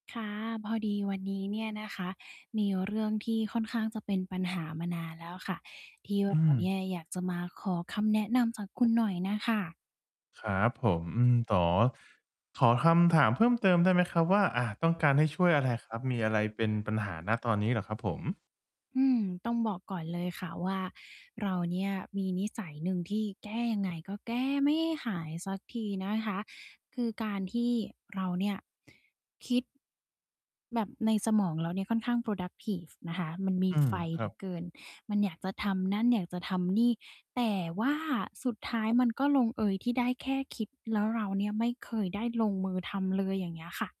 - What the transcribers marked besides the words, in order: static; in English: "productive"
- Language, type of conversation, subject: Thai, advice, เปลี่ยนความคิดติดขัดให้เป็นการลงมือทำ